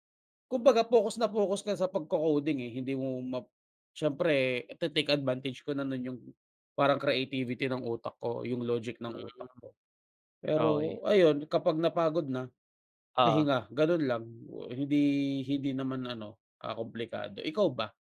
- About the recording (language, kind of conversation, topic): Filipino, unstructured, Ano ang ginagawa mo kapag sobra ang stress na nararamdaman mo?
- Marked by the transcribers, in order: none